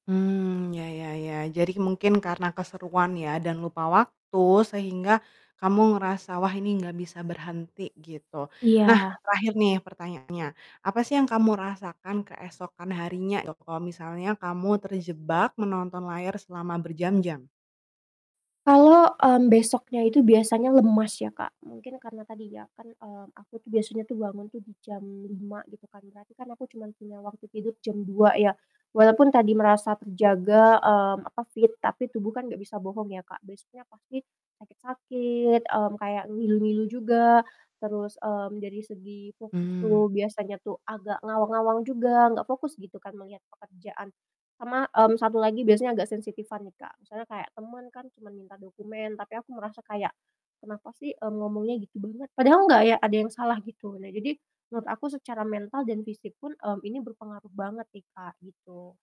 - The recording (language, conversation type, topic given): Indonesian, advice, Kapan dan bagaimana Anda bisa terjebak menatap layar berjam-jam sebelum tidur?
- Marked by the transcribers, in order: static; distorted speech